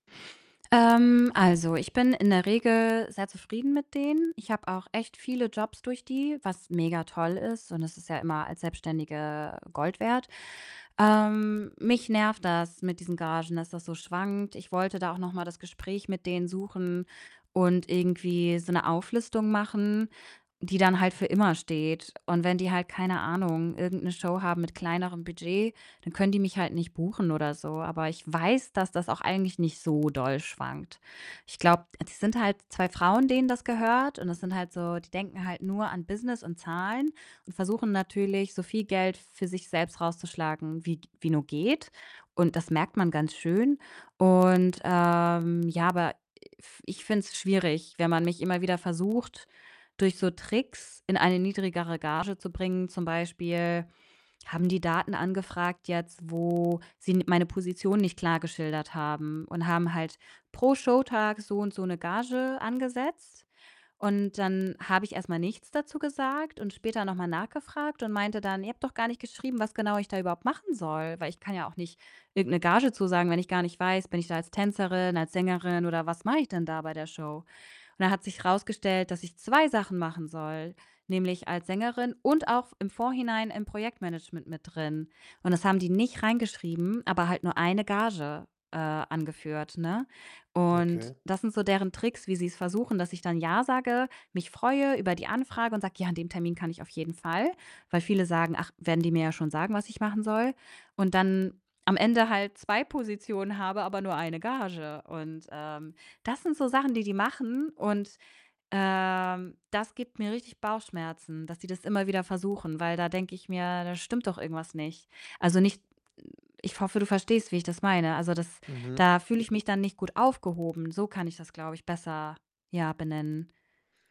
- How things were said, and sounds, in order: distorted speech; other background noise; stressed: "und"; other noise
- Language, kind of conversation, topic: German, advice, Wie kann ich bei einer wichtigen Entscheidung Logik und Bauchgefühl sinnvoll miteinander abwägen?